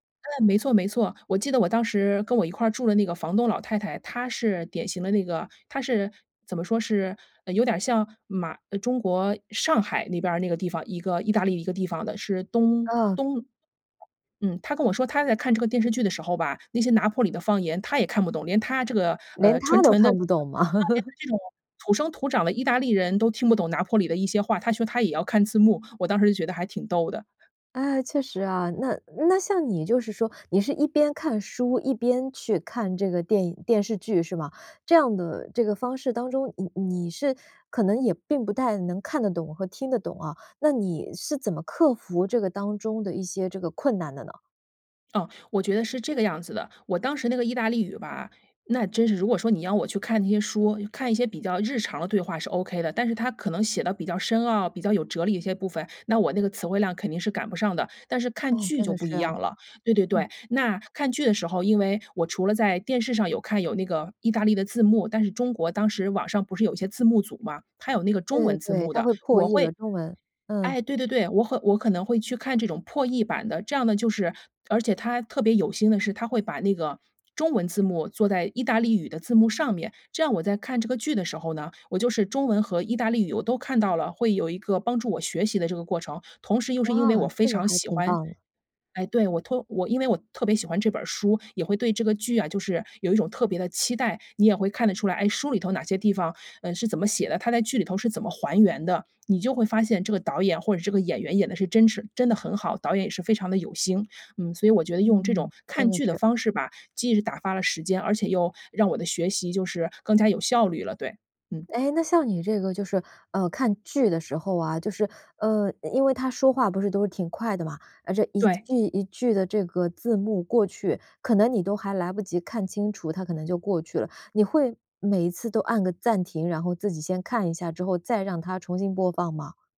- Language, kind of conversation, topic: Chinese, podcast, 有哪些方式能让学习变得有趣？
- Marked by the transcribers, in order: tapping; chuckle